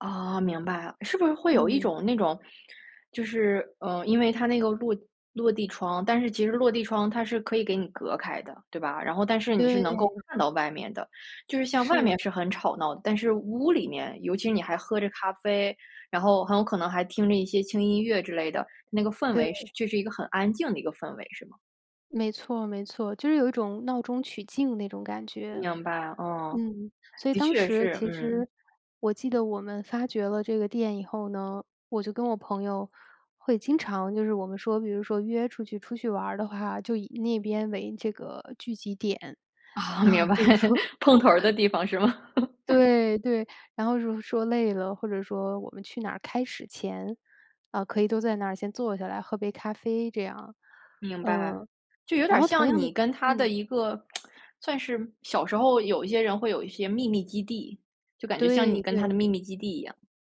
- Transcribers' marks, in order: other background noise; laughing while speaking: "哦，明白， 碰头儿的地方是吗？"; laughing while speaking: "啊，就是说"; chuckle; laugh; lip smack; other noise
- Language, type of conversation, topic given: Chinese, podcast, 说说一次你意外发现美好角落的经历？